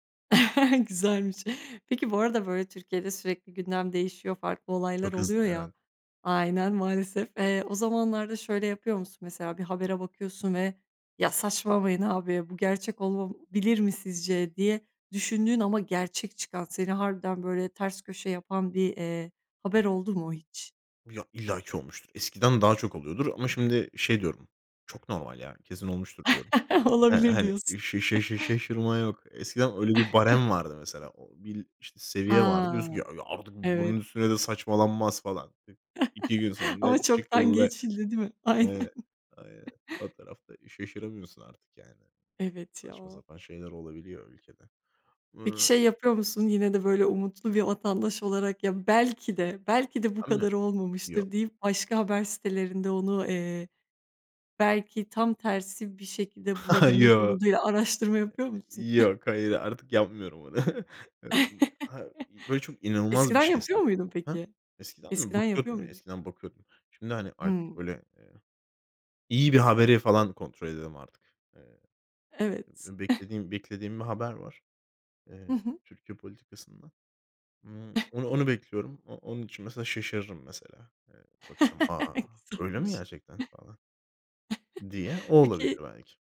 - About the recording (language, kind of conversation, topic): Turkish, podcast, Sahte haberleri nasıl ayırt ediyorsun?
- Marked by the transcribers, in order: chuckle; laughing while speaking: "Güzelmiş"; chuckle; laughing while speaking: "Olabilir diyorsun"; chuckle; tapping; unintelligible speech; chuckle; laughing while speaking: "Aynen"; chuckle; chuckle; chuckle; chuckle; chuckle; laugh; laughing while speaking: "Güzelmiş"; chuckle